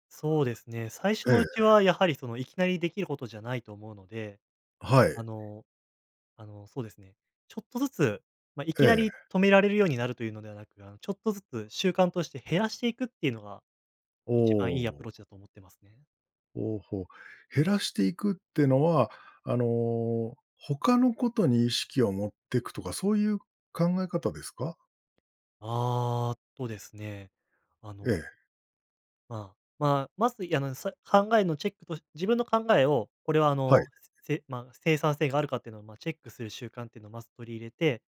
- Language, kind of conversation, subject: Japanese, podcast, 不安なときにできる練習にはどんなものがありますか？
- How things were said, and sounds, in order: tapping; other background noise